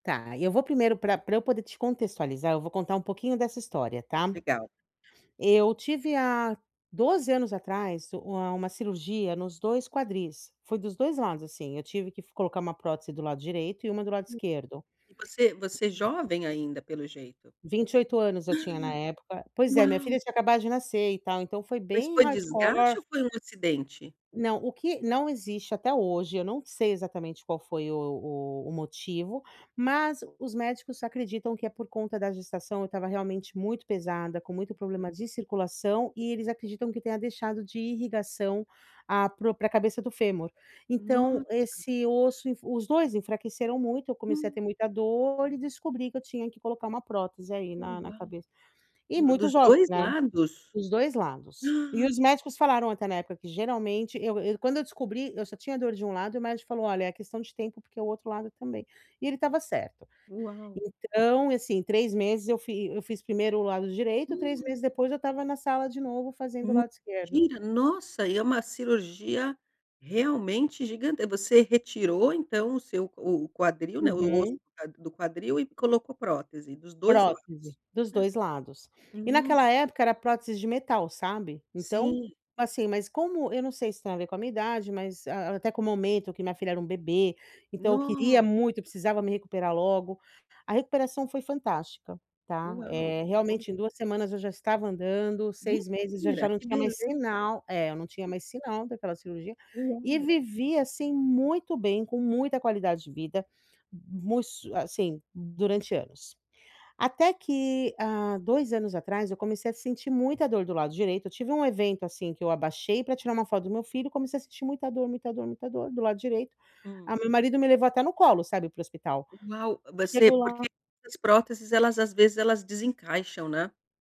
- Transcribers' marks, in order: other background noise; gasp; in English: "hardcore"; gasp; gasp
- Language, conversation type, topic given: Portuguese, advice, Como posso transformar pequenos passos em hábitos duradouros?